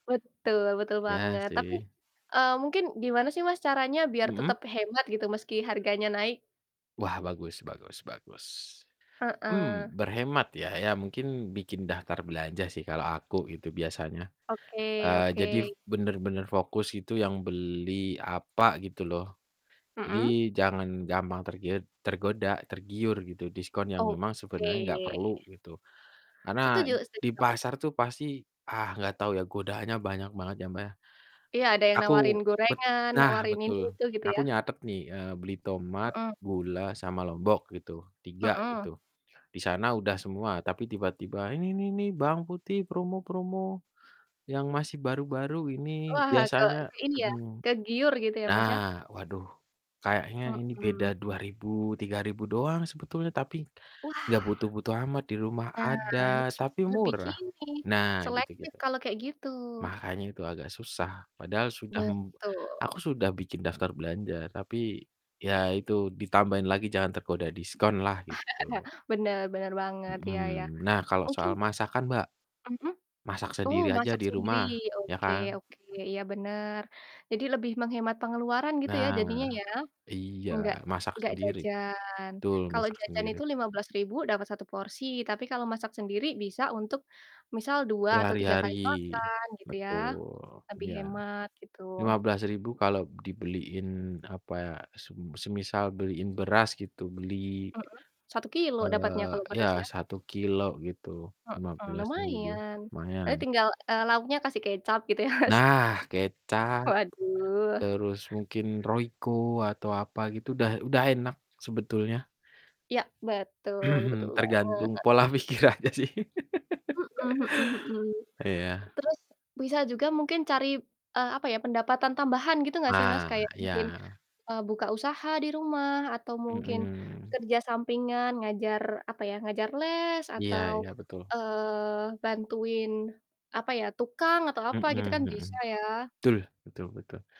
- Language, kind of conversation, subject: Indonesian, unstructured, Apa pendapatmu tentang kenaikan harga bahan pokok akhir-akhir ini?
- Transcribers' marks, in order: static; tapping; distorted speech; chuckle; laughing while speaking: "Mas"; throat clearing; laughing while speaking: "pola pikir aja sih"; laugh